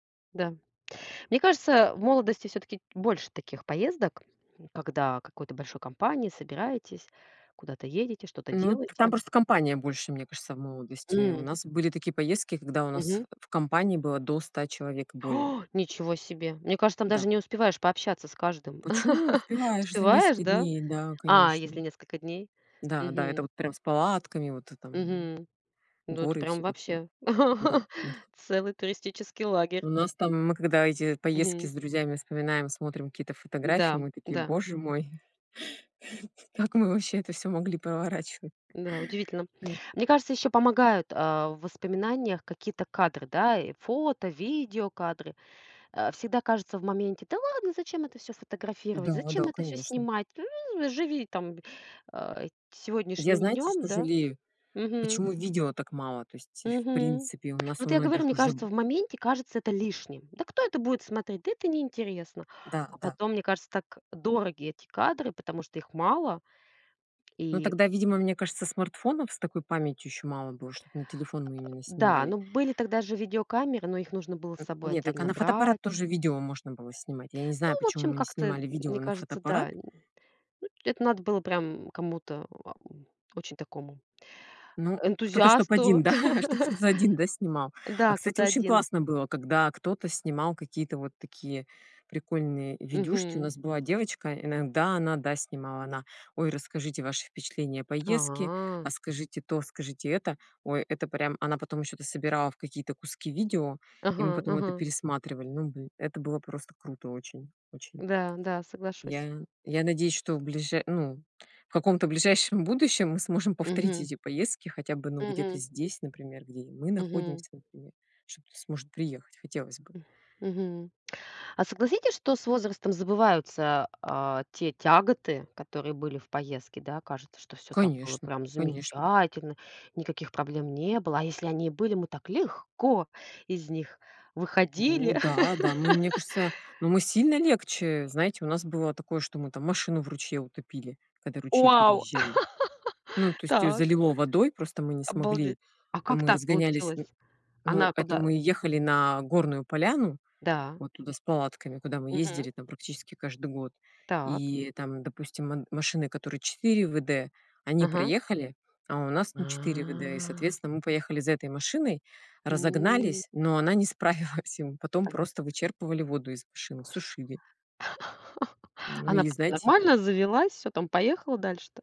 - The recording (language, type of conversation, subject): Russian, unstructured, Какие общие воспоминания с друзьями тебе запомнились больше всего?
- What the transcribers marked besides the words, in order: tapping; gasp; chuckle; chuckle; chuckle; other background noise; grunt; chuckle; lip smack; stressed: "легко"; chuckle; laugh; drawn out: "А"; drawn out: "М"; laughing while speaking: "справилась"; other noise; laugh